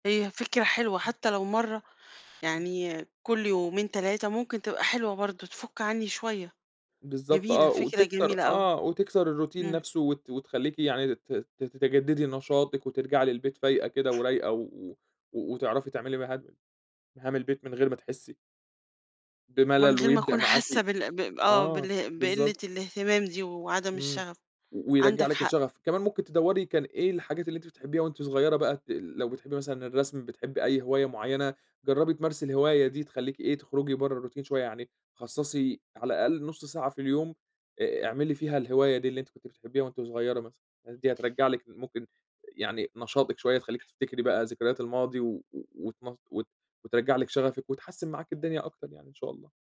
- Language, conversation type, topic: Arabic, advice, إزاي بتوصف إحساسك إن الروتين سحب منك الشغف والاهتمام؟
- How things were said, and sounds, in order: other background noise; in English: "الروتين"; tapping; in English: "الروتين"